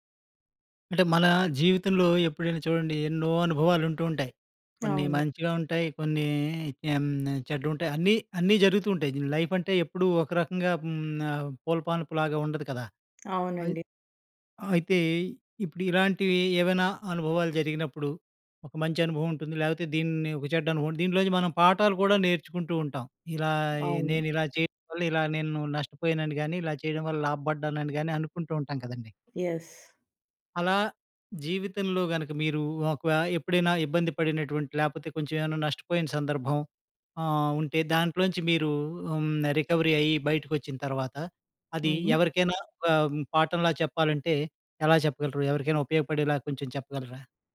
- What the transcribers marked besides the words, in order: other background noise; in English: "లైఫ్"; tapping; in English: "ఎస్"; in English: "రికవరీ"
- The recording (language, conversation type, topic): Telugu, podcast, మీ కోలుకునే ప్రయాణంలోని అనుభవాన్ని ఇతరులకు కూడా ఉపయోగపడేలా వివరించగలరా?